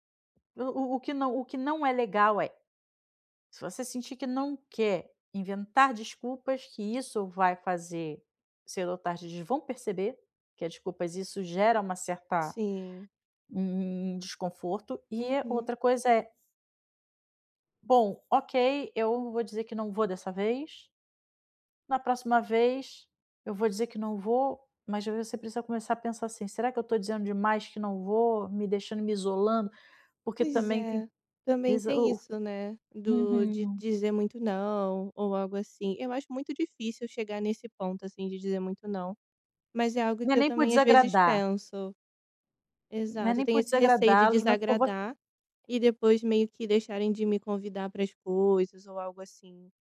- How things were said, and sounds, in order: none
- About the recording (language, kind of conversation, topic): Portuguese, advice, Como posso recusar convites sociais sem medo de desagradar?
- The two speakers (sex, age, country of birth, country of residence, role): female, 25-29, Brazil, Italy, user; female, 40-44, Brazil, Spain, advisor